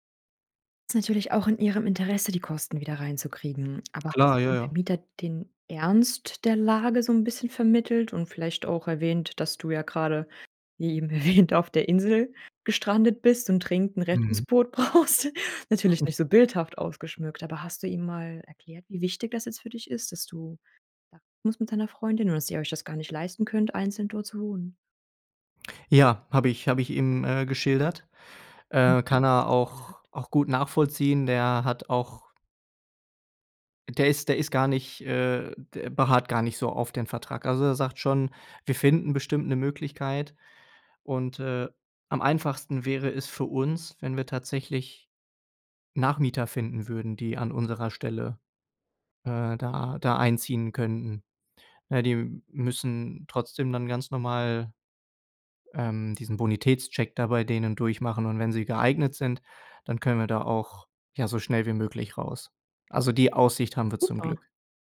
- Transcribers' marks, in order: laughing while speaking: "erwähnt"; laughing while speaking: "brauchst"; chuckle; unintelligible speech; unintelligible speech
- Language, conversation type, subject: German, advice, Wie möchtest du die gemeinsame Wohnung nach der Trennung regeln und den Auszug organisieren?